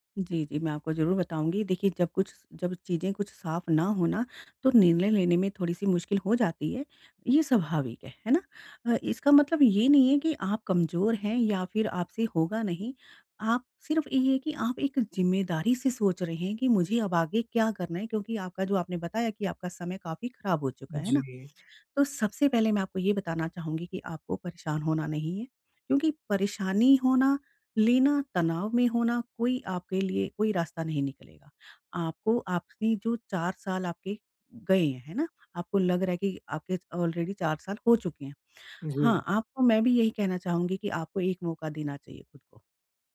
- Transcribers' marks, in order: in English: "ऑलरेडी"
- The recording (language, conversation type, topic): Hindi, advice, अनिश्चितता में निर्णय लेने की रणनीति